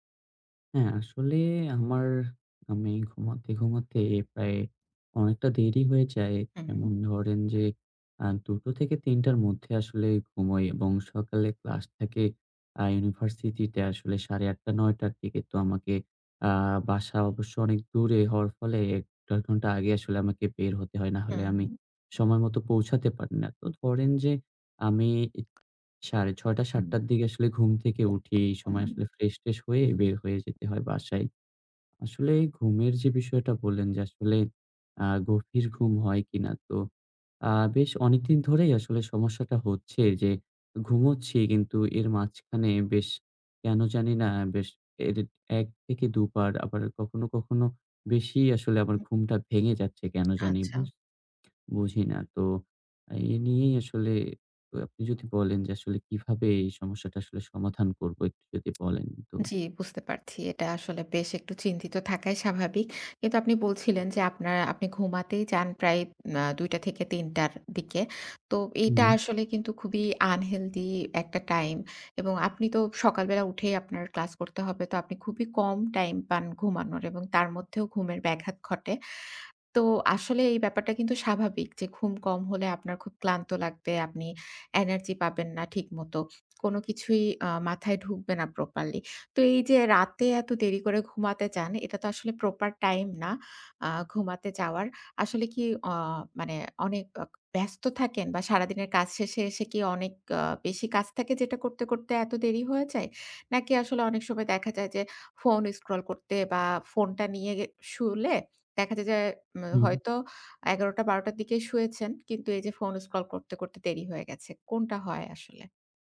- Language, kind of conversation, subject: Bengali, advice, ঘুম থেকে ওঠার পর কেন ক্লান্ত লাগে এবং কীভাবে আরো তরতাজা হওয়া যায়?
- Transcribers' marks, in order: tapping; horn